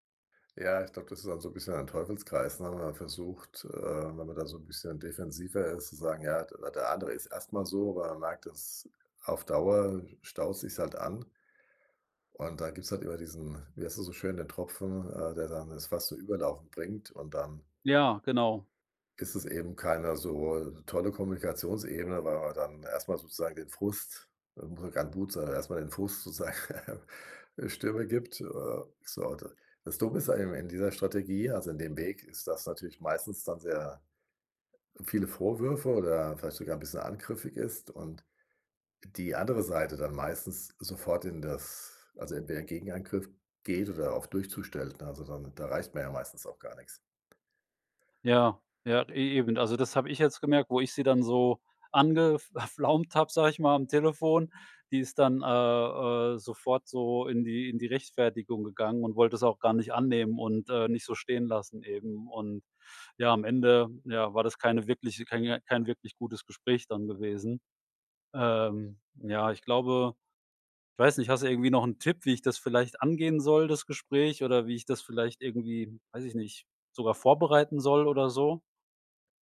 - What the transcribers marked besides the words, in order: unintelligible speech; giggle; chuckle
- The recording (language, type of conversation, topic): German, advice, Wie führen unterschiedliche Werte und Traditionen zu Konflikten?